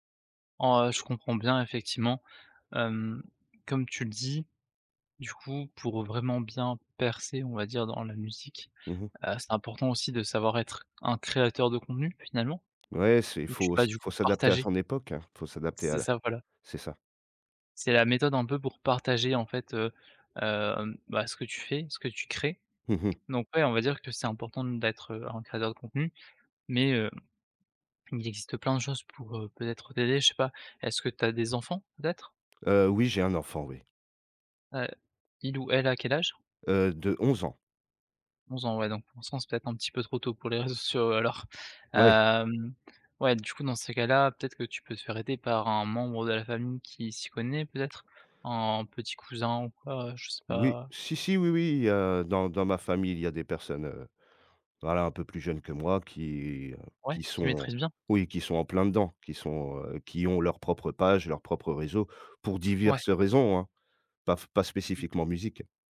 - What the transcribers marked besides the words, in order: stressed: "percer"; stressed: "partager"; tapping
- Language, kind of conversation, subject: French, advice, Comment surmonter une indécision paralysante et la peur de faire le mauvais choix ?